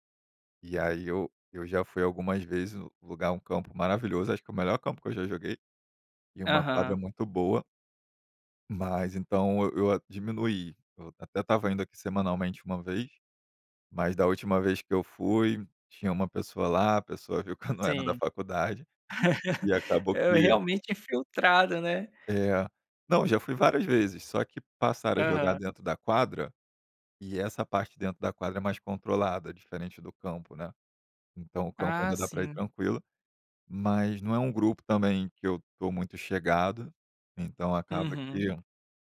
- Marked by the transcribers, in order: laughing while speaking: "que eu não era da faculdade"; laugh
- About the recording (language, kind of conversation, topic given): Portuguese, podcast, Como o esporte une as pessoas na sua comunidade?